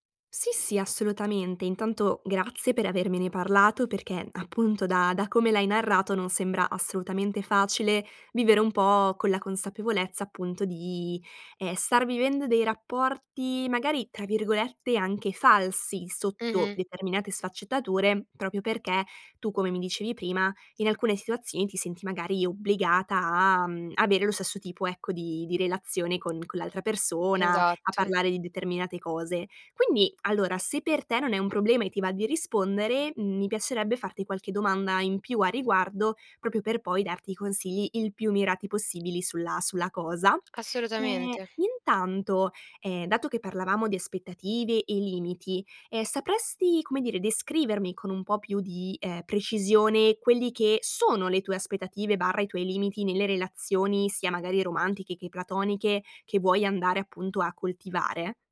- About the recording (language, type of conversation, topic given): Italian, advice, Come posso comunicare chiaramente le mie aspettative e i miei limiti nella relazione?
- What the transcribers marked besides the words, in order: "proprio" said as "propio"; "proprio" said as "propio"; tapping